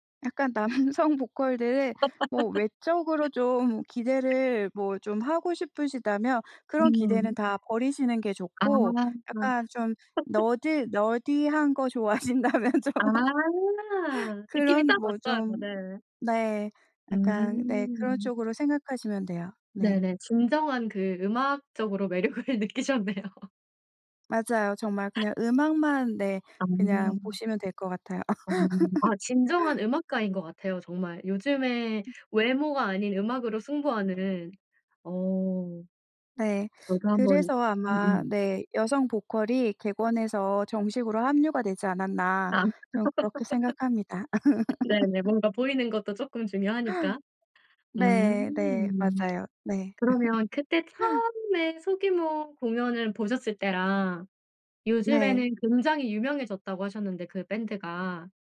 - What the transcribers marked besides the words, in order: laughing while speaking: "남성"; laugh; other background noise; laugh; in English: "너드 너디한"; laughing while speaking: "좋아하신다면 좀"; laugh; laughing while speaking: "매력을 느끼셨네요"; laugh; tapping; laugh; laugh; laugh
- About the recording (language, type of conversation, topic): Korean, podcast, 요즘 가장 좋아하는 가수나 밴드는 누구이고, 어떤 점이 좋아요?